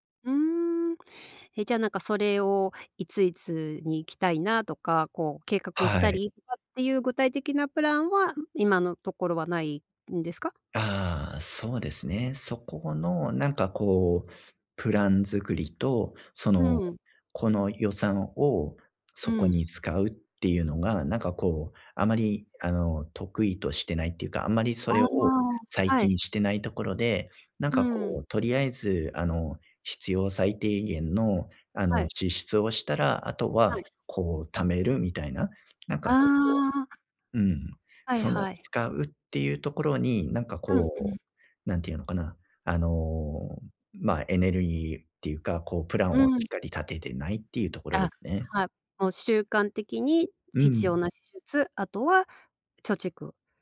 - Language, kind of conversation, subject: Japanese, advice, 将来の貯蓄と今の消費のバランスをどう取ればよいですか？
- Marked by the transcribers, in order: other background noise